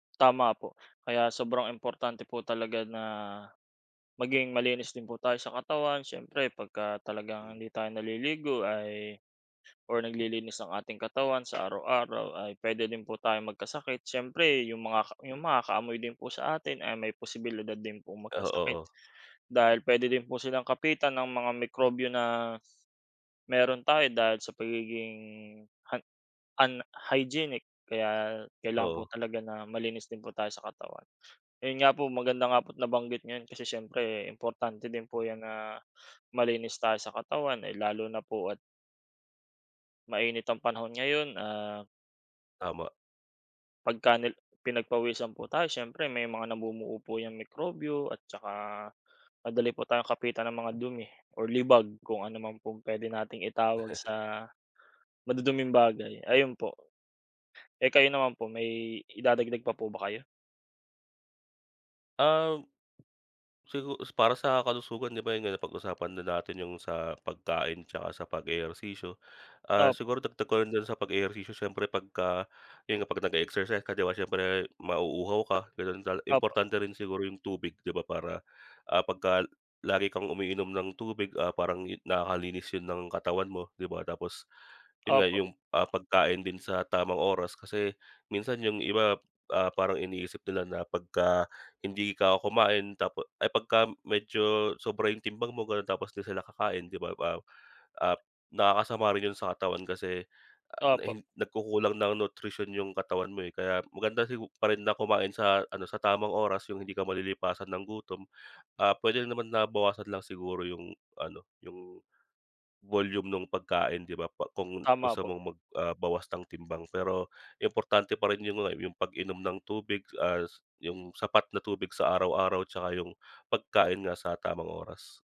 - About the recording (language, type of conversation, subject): Filipino, unstructured, Ano ang ginagawa mo araw-araw para mapanatili ang kalusugan mo?
- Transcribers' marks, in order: tapping; chuckle; other background noise; "at" said as "as"